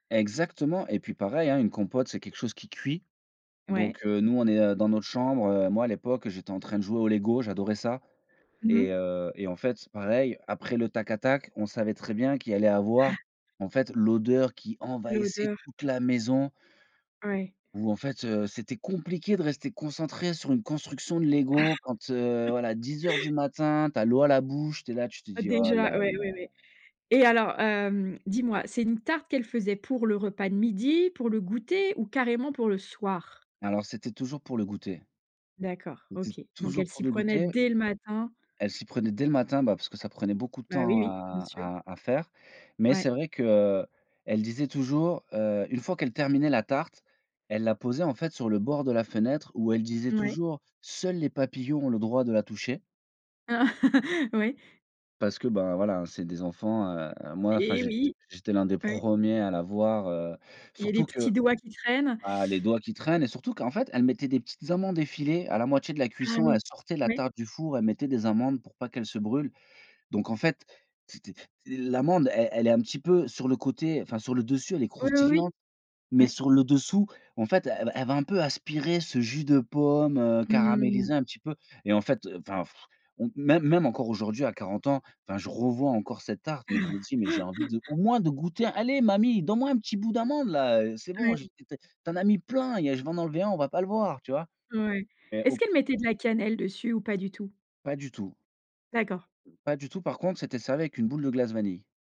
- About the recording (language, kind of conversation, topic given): French, podcast, Quel gâteau ta grand-mère préparait-elle toujours, et pourquoi ?
- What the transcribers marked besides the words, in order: gasp; other noise; chuckle; laughing while speaking: "Ah"; blowing; chuckle